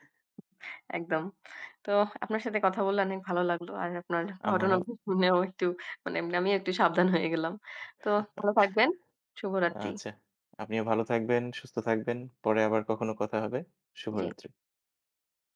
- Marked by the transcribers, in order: tapping; chuckle
- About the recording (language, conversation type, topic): Bengali, unstructured, সম্পর্কে বিশ্বাস কেন এত গুরুত্বপূর্ণ বলে তুমি মনে করো?